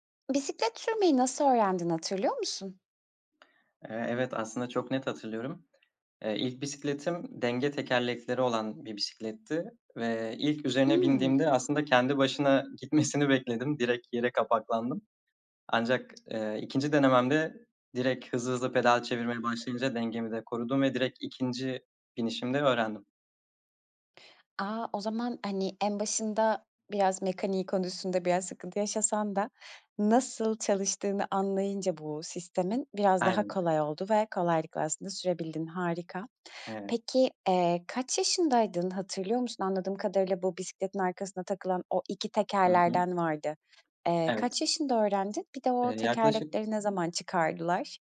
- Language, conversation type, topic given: Turkish, podcast, Bisiklet sürmeyi nasıl öğrendin, hatırlıyor musun?
- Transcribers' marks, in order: laughing while speaking: "gitmesini"